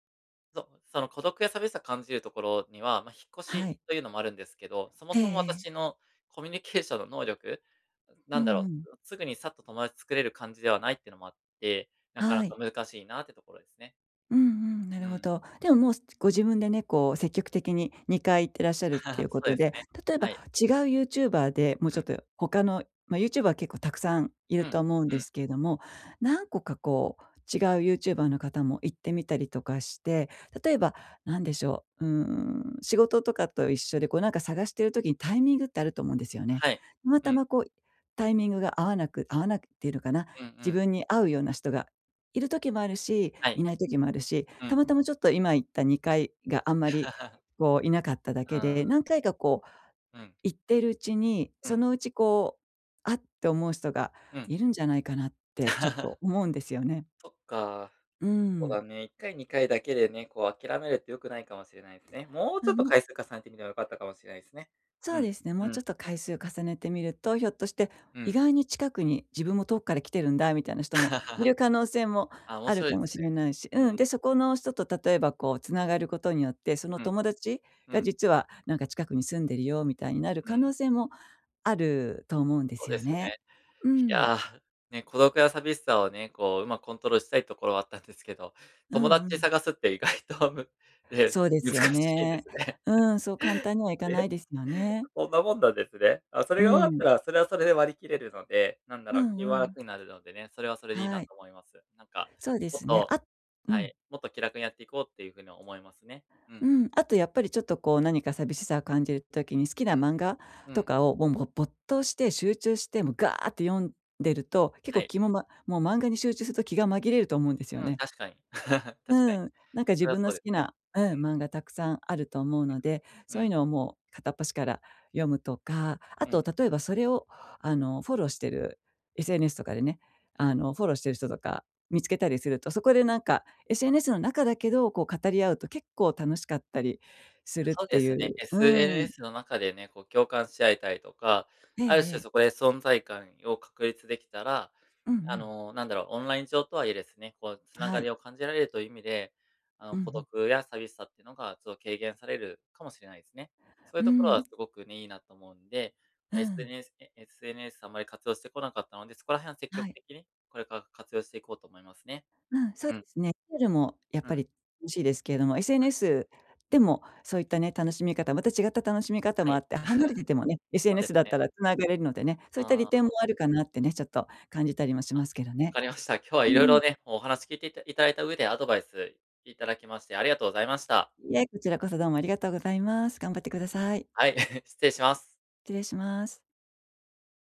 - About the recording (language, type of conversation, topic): Japanese, advice, 新しい場所で感じる孤独や寂しさを、どうすればうまく対処できますか？
- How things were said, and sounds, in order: laugh; laugh; laugh; laugh; laughing while speaking: "意外とむ ね、難しいですね"; chuckle; laugh; unintelligible speech; other noise; chuckle; chuckle